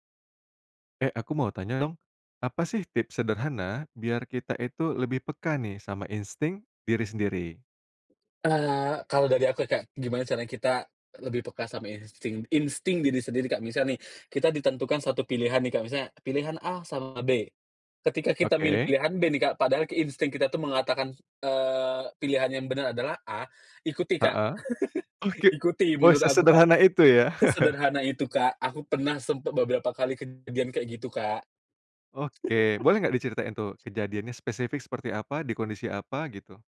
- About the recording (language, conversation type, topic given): Indonesian, podcast, Apa tips sederhana agar kita lebih peka terhadap insting sendiri?
- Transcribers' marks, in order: other background noise; tapping; joyful: "Oke"; chuckle; chuckle